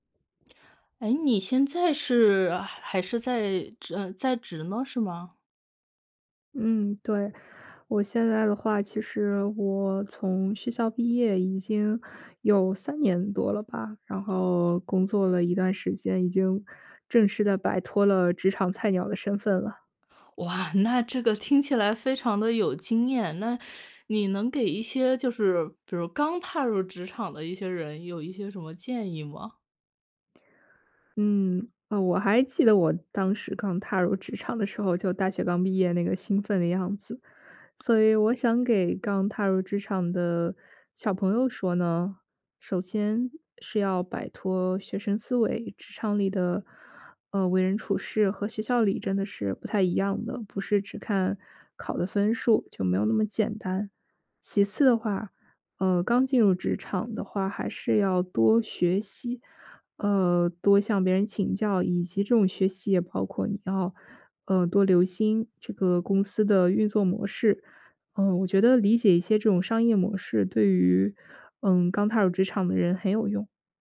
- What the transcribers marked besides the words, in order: other background noise
- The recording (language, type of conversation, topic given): Chinese, podcast, 你会给刚踏入职场的人什么建议？